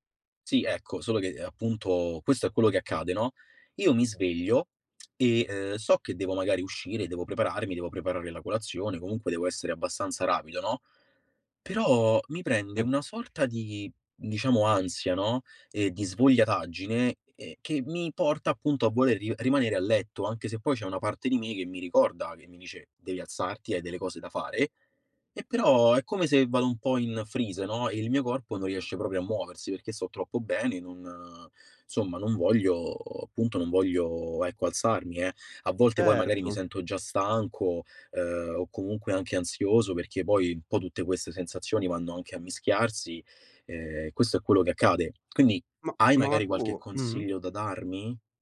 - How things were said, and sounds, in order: in English: "freeze"; "insomma" said as "nsomma"; tapping
- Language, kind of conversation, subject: Italian, advice, Come posso superare le difficoltà nel svegliarmi presto e mantenere una routine mattutina costante?
- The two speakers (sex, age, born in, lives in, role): male, 25-29, Italy, Italy, user; male, 25-29, Italy, Romania, advisor